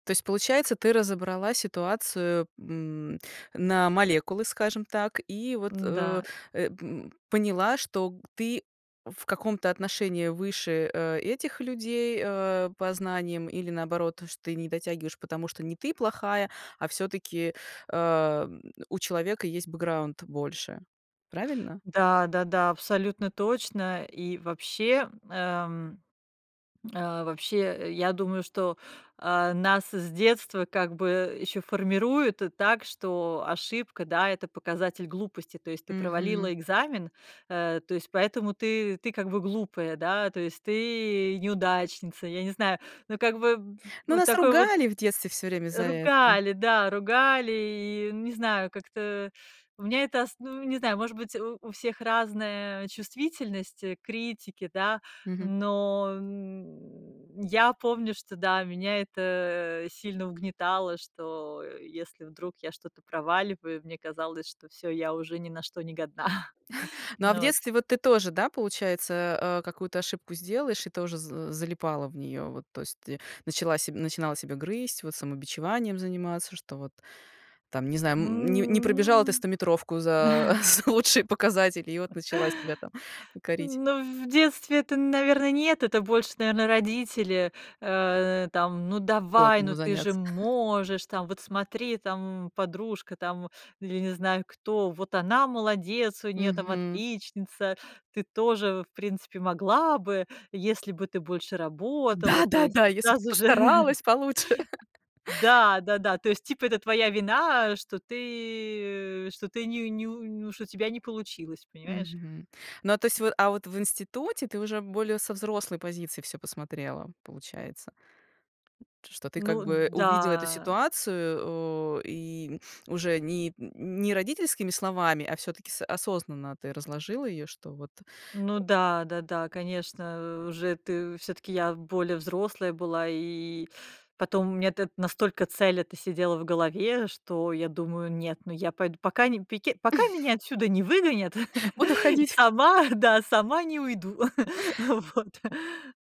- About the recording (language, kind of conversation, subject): Russian, podcast, Как не зацикливаться на ошибках и двигаться дальше?
- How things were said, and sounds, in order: chuckle; tapping; drawn out: "М"; chuckle; laughing while speaking: "за за лучшие показатели"; chuckle; chuckle; laughing while speaking: "Да-да-да, если бы ты постаралась получше"; laugh; drawn out: "да"; other background noise; chuckle; laughing while speaking: "Буду ходить!"; laugh; laughing while speaking: "сама, да, сама не уйду вот"